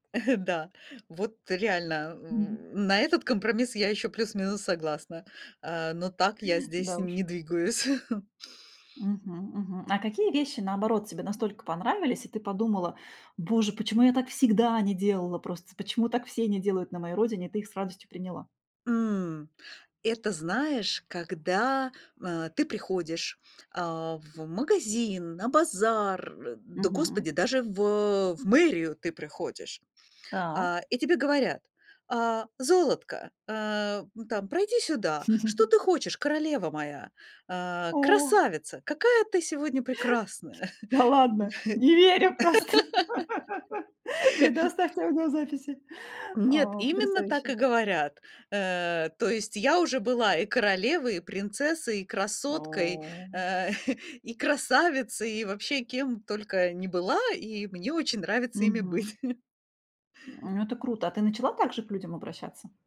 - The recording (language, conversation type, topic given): Russian, podcast, Как вы находите баланс между адаптацией к новым условиям и сохранением своих корней?
- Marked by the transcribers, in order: chuckle; chuckle; chuckle; laughing while speaking: "просто"; laugh; chuckle; chuckle